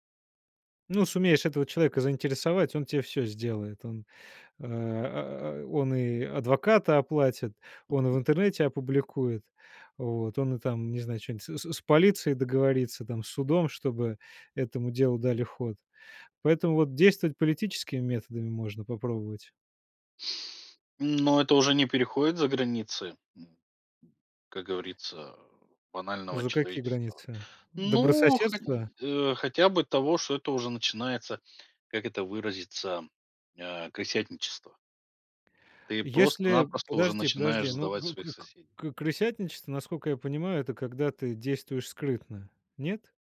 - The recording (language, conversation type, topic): Russian, podcast, Как организовать раздельный сбор мусора дома?
- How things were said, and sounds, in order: tapping; other background noise